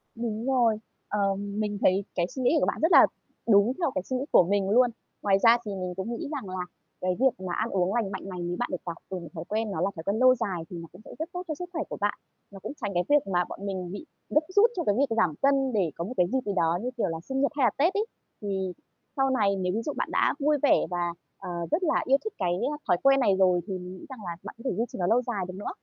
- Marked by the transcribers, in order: static; tapping
- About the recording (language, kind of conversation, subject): Vietnamese, advice, Vì sao bạn liên tục thất bại khi cố gắng duy trì thói quen ăn uống lành mạnh?